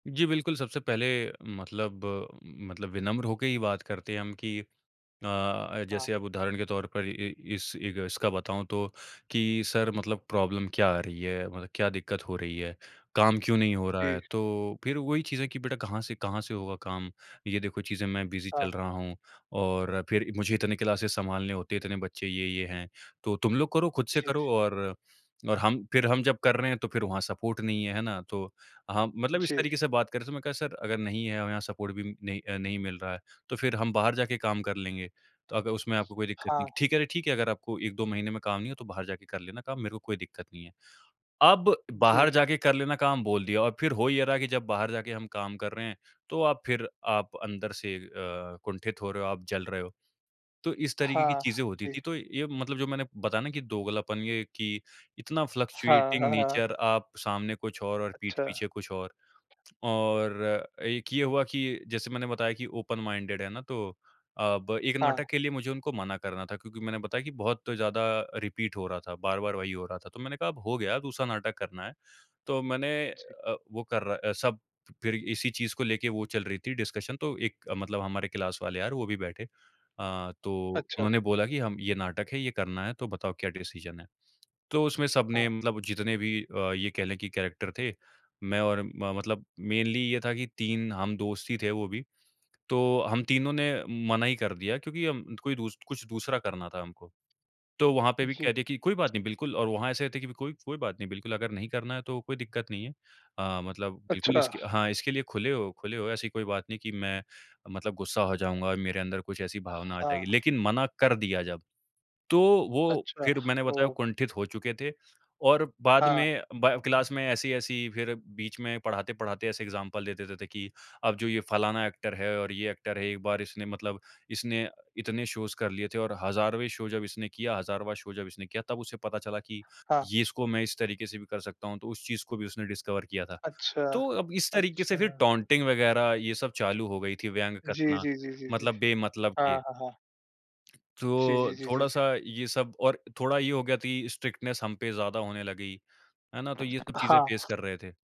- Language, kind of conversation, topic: Hindi, podcast, जब आपके मेंटर के साथ मतभेद हो, तो आप उसे कैसे सुलझाते हैं?
- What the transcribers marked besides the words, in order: in English: "प्रॉब्लम"; in English: "क्लासेस"; in English: "सपोर्ट"; in English: "सपोर्ट"; in English: "फ्लक्चुएटिंग नेचर"; in English: "ओपन माइंडेड"; in English: "रिपीट"; in English: "डिस्कशन"; in English: "क्लास"; in English: "डिसीज़न"; in English: "कैरेक्टर"; in English: "मेनली"; in English: "क्लास"; in English: "एग्ज़ामपल"; in English: "एक्टर"; in English: "एक्टर"; in English: "शोज़"; in English: "डिस्कवर"; in English: "टॉटिंग"; in English: "स्ट्रिक्टनेस"; in English: "फेस"